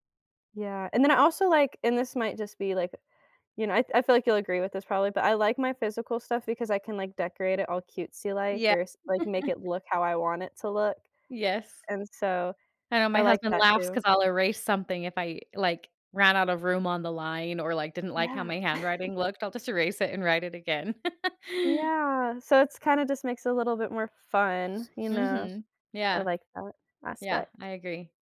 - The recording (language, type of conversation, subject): English, unstructured, How do your planning tools shape the way you stay organized and productive?
- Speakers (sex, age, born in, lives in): female, 20-24, United States, United States; female, 35-39, United States, United States
- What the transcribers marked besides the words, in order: chuckle; chuckle; laugh; other background noise